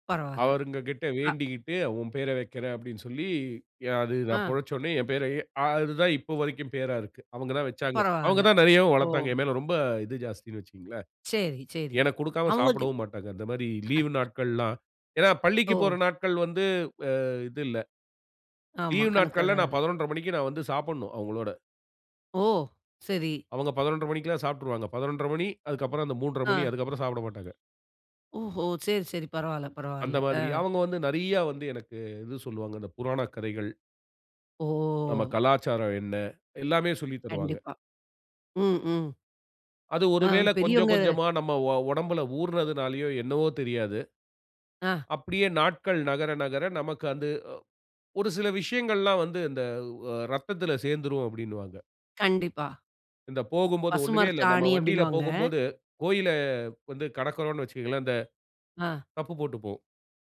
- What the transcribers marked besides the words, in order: "அவுங்ககிட்ட" said as "அவருகங்கிட்ட"; laugh; other noise; other background noise
- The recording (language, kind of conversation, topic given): Tamil, podcast, உங்கள் குழந்தைகளுக்குக் குடும்பக் கலாச்சாரத்தை தலைமுறைதோறும் எப்படி கடத்திக் கொடுக்கிறீர்கள்?